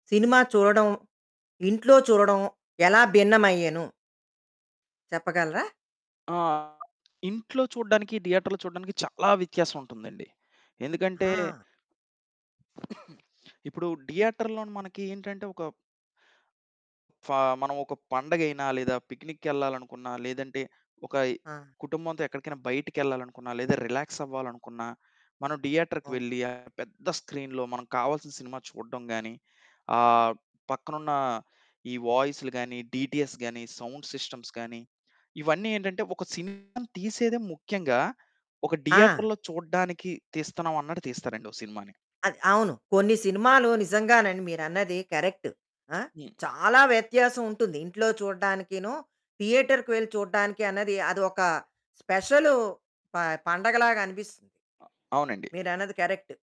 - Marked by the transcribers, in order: distorted speech; in English: "థియేటర్‌లో"; cough; in English: "డియేటర్‌లోని"; "థియేటర్‌లోని" said as "డియేటర్‌లోని"; in English: "డియేటర్‌కి"; "థియేటర్‌కి" said as "డియేటర్‌కి"; in English: "స్క్రీన్‌లో"; in English: "డీటీఎస్"; in English: "సౌండ్ సిస్టమ్స్"; in English: "డియేటర్‌లో"; "థియేటర్‌లో" said as "డియేటర్‌లో"; tapping; in English: "థియేటర్‌కి"
- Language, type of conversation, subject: Telugu, podcast, థియేటర్‌లో సినిమా చూడటం, ఇంట్లో చూడటం మధ్య ఎలాంటి తేడాలు ఉంటాయి?